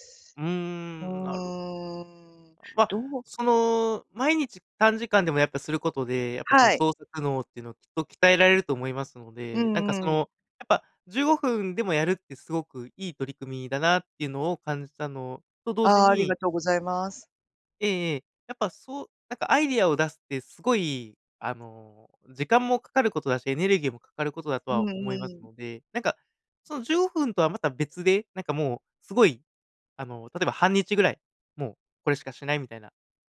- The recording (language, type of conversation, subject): Japanese, advice, 毎日短時間でも創作を続けられないのはなぜですか？
- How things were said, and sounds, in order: none